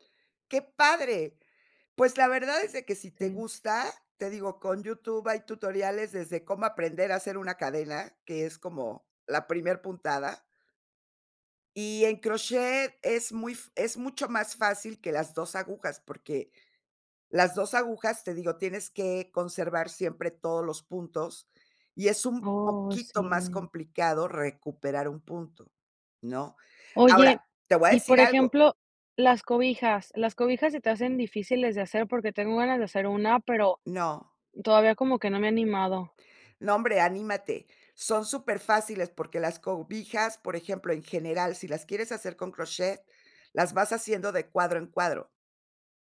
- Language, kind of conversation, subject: Spanish, podcast, ¿Cómo encuentras tiempo para crear entre tus obligaciones?
- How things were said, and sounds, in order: none